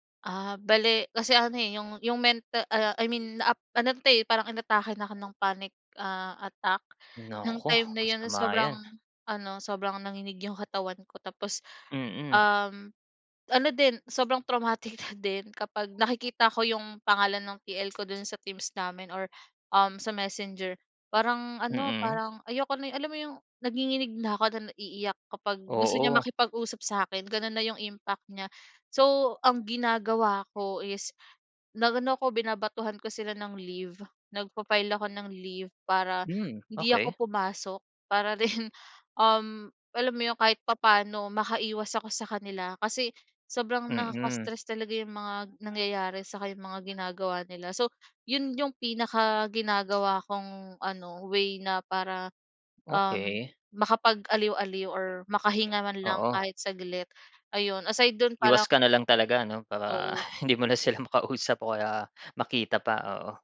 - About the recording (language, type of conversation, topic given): Filipino, podcast, Ano ang mga palatandaan na panahon nang umalis o manatili sa trabaho?
- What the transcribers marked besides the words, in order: in English: "panic ah, attack"; in English: "traumatic"; other noise; "nanginginig" said as "nagnginginig"; in English: "impact"; laughing while speaking: "rin"; in English: "aside"; laughing while speaking: "hindi mo na sila makausap"